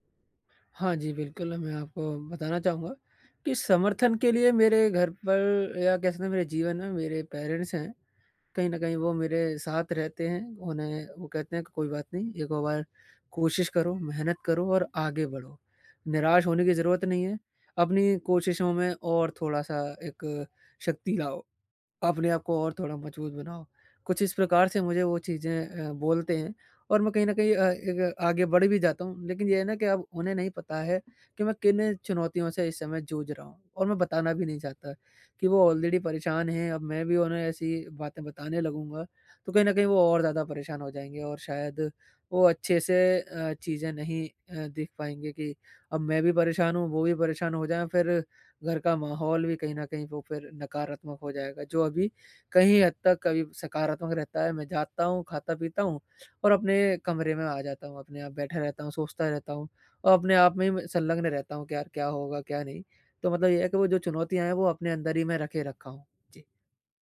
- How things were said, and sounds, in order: in English: "पेरेंट्स"; other background noise; in English: "ऑलरेडी"
- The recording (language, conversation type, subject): Hindi, advice, असफलता के डर को कैसे पार किया जा सकता है?